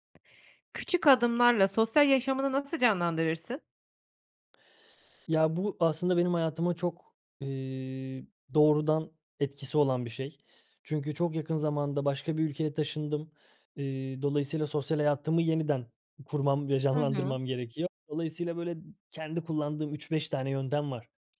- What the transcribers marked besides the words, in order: other background noise
- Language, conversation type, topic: Turkish, podcast, Küçük adımlarla sosyal hayatımızı nasıl canlandırabiliriz?